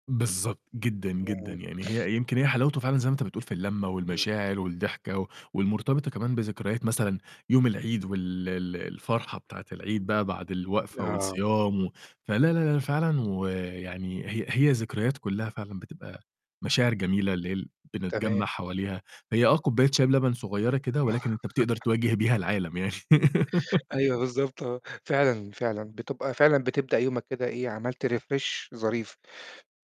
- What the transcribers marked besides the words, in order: sniff; chuckle; laughing while speaking: "يعني"; laugh; in English: "refresh"
- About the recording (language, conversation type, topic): Arabic, podcast, ايه طقوس القهوة والشاي عندكم في البيت؟